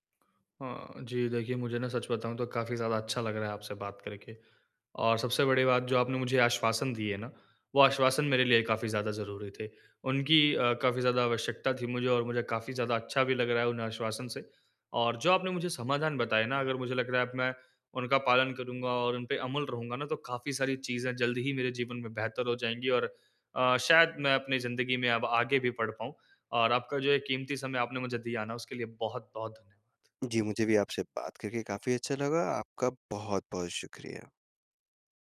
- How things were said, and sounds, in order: none
- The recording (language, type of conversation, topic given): Hindi, advice, टूटी हुई उम्मीदों से आगे बढ़ने के लिए मैं क्या कदम उठा सकता/सकती हूँ?